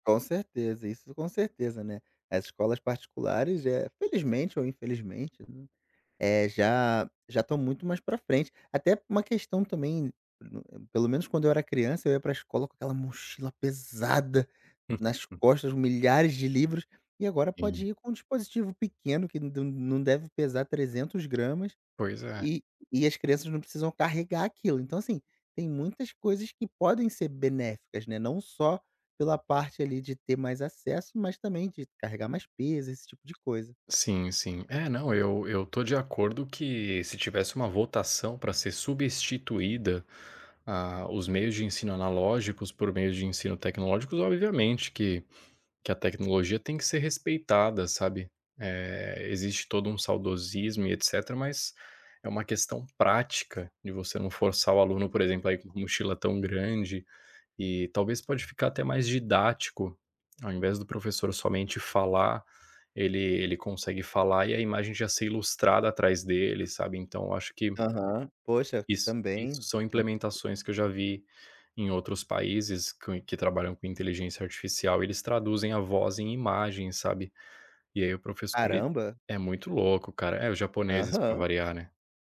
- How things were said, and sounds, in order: none
- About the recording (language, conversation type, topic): Portuguese, podcast, Como as escolas vão mudar com a tecnologia nos próximos anos?